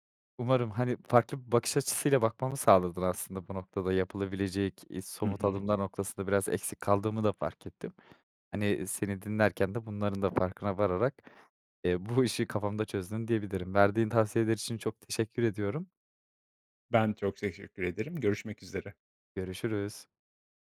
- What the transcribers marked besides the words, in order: tapping
- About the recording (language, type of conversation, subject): Turkish, advice, Stresten dolayı uykuya dalamakta zorlanıyor veya uykusuzluk mu yaşıyorsunuz?